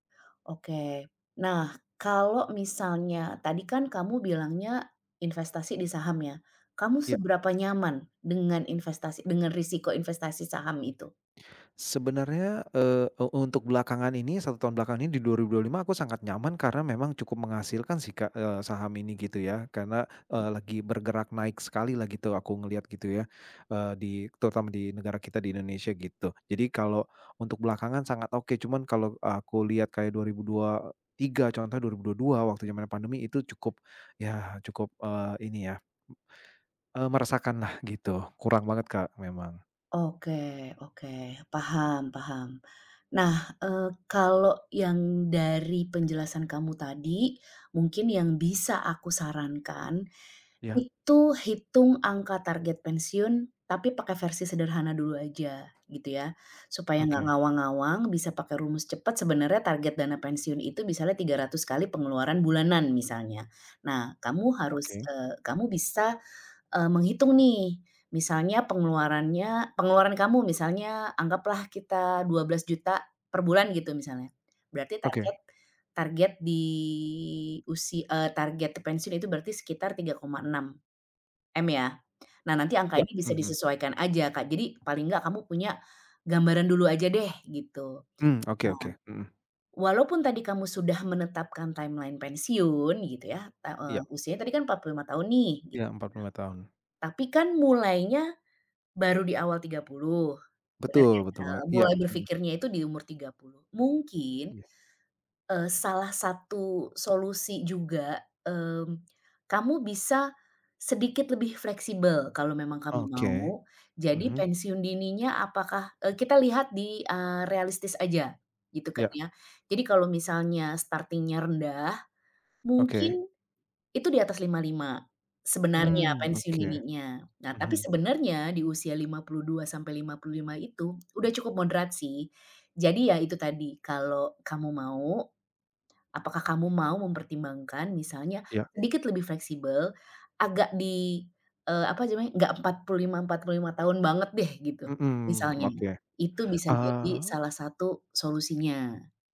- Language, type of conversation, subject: Indonesian, advice, Bagaimana cara mulai merencanakan pensiun jika saya cemas tabungan pensiun saya terlalu sedikit?
- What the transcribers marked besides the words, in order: other animal sound; other background noise; tsk; in English: "timeline"; in English: "starting-nya"; tapping